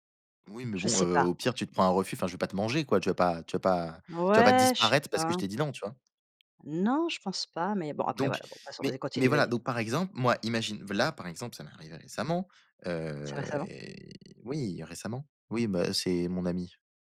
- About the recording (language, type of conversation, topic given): French, unstructured, Comment une discussion sincère a-t-elle changé votre relation avec un proche ?
- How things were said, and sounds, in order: none